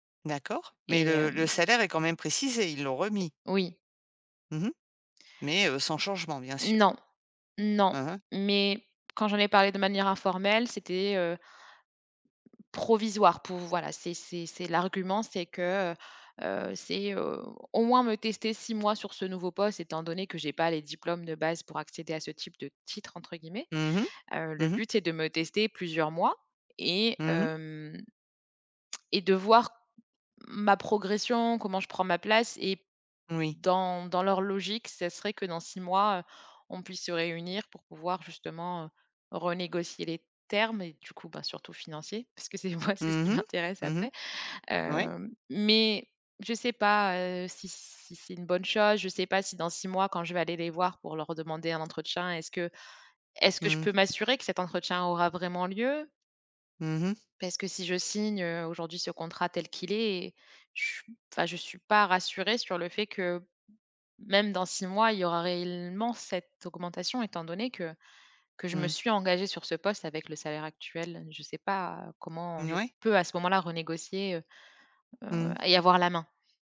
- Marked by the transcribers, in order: laughing while speaking: "moi, c'est ce qui m'intéresse après"
- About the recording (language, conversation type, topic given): French, advice, Comment surmonter mon manque de confiance pour demander une augmentation ou une promotion ?